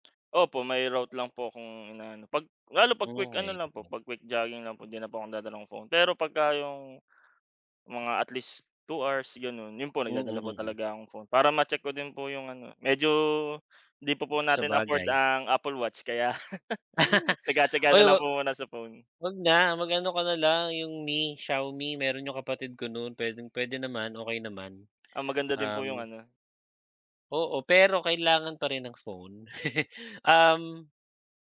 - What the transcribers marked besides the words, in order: giggle; laugh; giggle
- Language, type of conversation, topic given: Filipino, unstructured, Ano ang paborito mong paraan ng pag-eehersisyo?